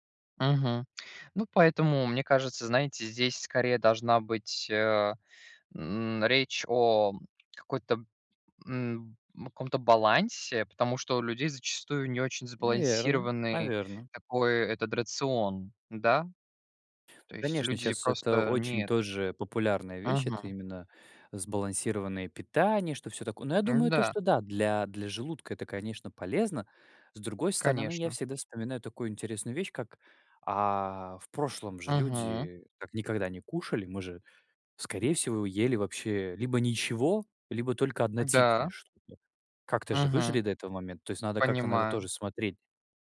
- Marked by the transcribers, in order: none
- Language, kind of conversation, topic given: Russian, unstructured, Почему многие считают, что вегетарианство навязывается обществу?